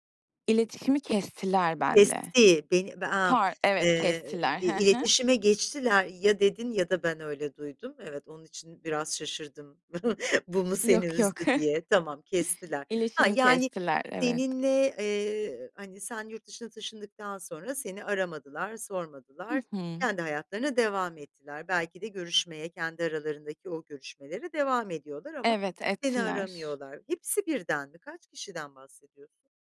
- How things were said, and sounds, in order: chuckle; chuckle
- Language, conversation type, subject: Turkish, podcast, Affetmek senin için ne anlama geliyor?